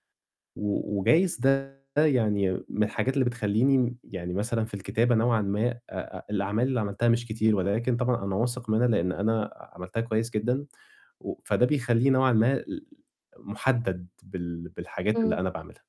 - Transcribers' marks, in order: distorted speech
- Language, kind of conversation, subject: Arabic, advice, إزاي كانت تجربتك مع إن أهدافك على المدى الطويل مش واضحة؟